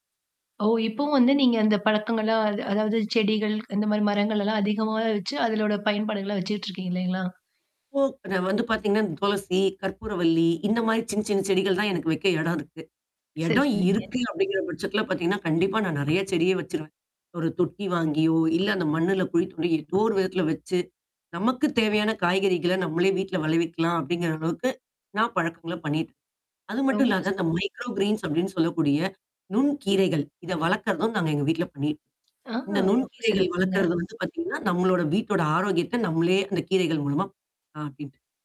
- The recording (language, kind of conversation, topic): Tamil, podcast, வீட்டில் குழந்தைகளுக்கு பசுமையான பழக்கங்களை நீங்கள் எப்படி கற்றுக்கொடுக்கிறீர்கள்?
- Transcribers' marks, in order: static; tapping; "அதனோட" said as "அதலோட"; distorted speech; other background noise; in English: "மைக்ரோ கிரீன்ஸ்"; unintelligible speech